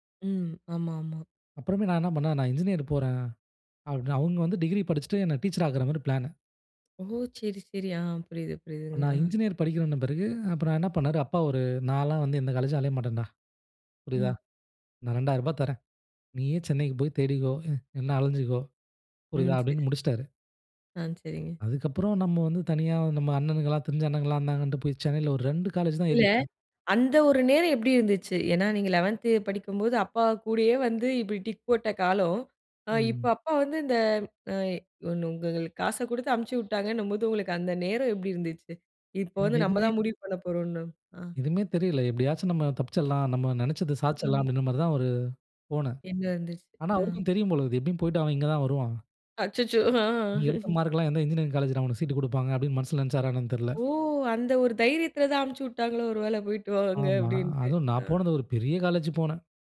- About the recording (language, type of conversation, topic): Tamil, podcast, குடும்பம் உங்கள் முடிவுக்கு எப்படி பதிலளித்தது?
- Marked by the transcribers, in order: in English: "பிளானு"; in English: "இன்ஜினியரிங்"; chuckle; in English: "டிக்"; "சாதிச்சிடலாம்" said as "சாதிச்சரலாம்"; other background noise; chuckle; laughing while speaking: "ஒரு வேளை போயிட்டு வாங்க அப்படின்ட்டு"; surprised: "ஒரு பெரிய காலேஜ் போனேன்"